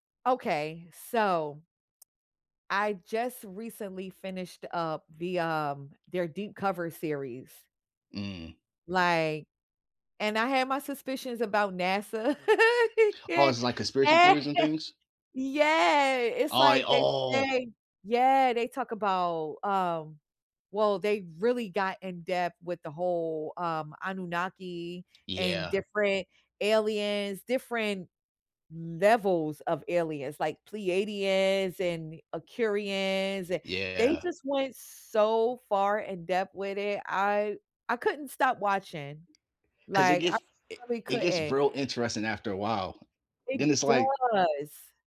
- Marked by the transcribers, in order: tapping; laugh; other background noise; drawn out: "does"
- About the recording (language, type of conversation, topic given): English, unstructured, How do discoveries change the way we see the world?
- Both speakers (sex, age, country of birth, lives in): female, 40-44, United States, United States; male, 30-34, United States, United States